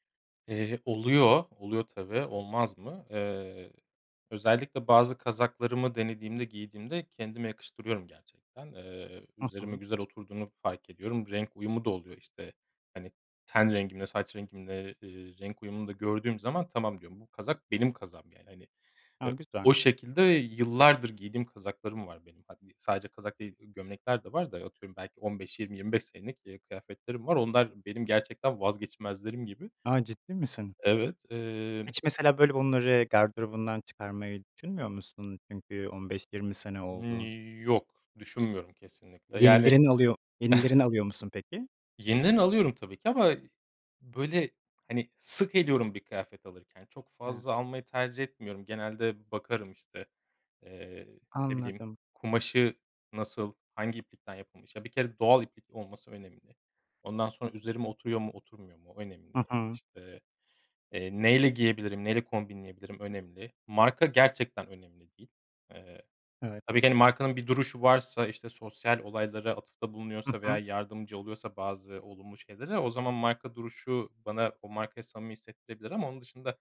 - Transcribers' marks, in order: unintelligible speech; scoff
- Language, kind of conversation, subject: Turkish, podcast, Giyinirken rahatlığı mı yoksa şıklığı mı önceliklendirirsin?